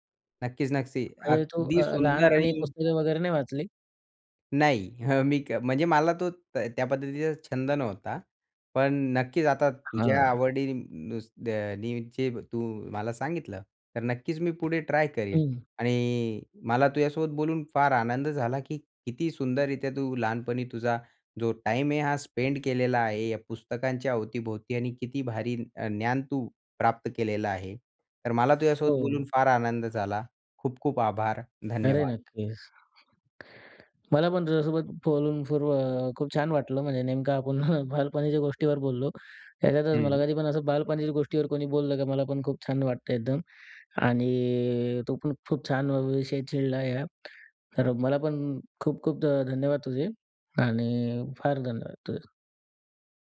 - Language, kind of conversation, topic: Marathi, podcast, बालपणी तुमची आवडती पुस्तके कोणती होती?
- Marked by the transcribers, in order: other noise; "नक्की" said as "नकसी"; tapping; in English: "स्पेंड"; chuckle; drawn out: "आणि"